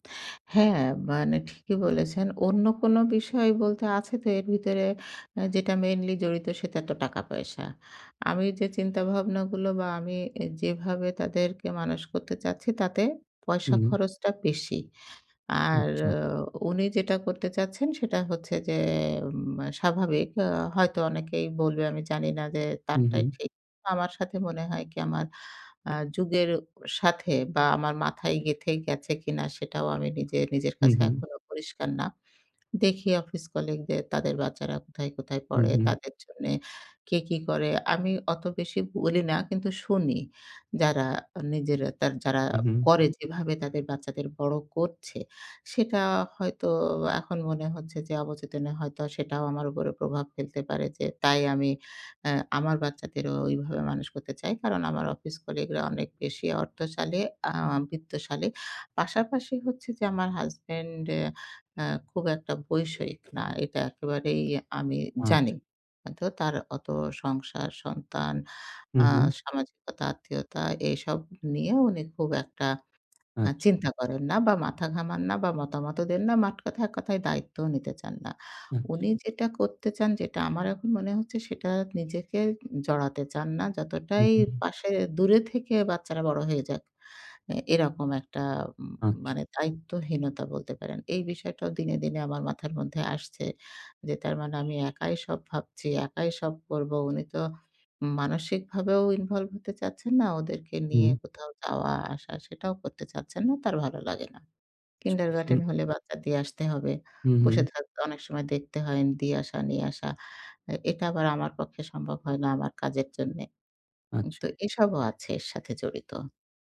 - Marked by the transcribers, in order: tapping; horn; unintelligible speech
- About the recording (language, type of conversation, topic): Bengali, advice, সন্তান পালন নিয়ে স্বামী-স্ত্রীর ক্রমাগত তর্ক